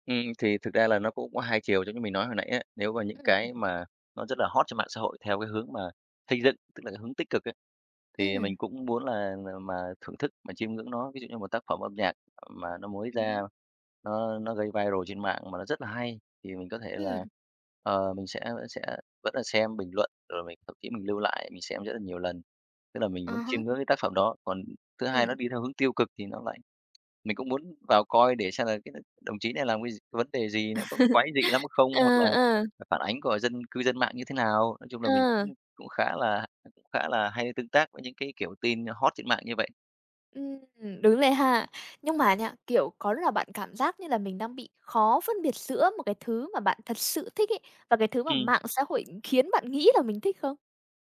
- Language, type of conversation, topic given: Vietnamese, podcast, Bạn nghĩ sao về tầm ảnh hưởng của mạng xã hội đối với văn hóa đại chúng?
- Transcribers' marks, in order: in English: "viral"; tapping; laugh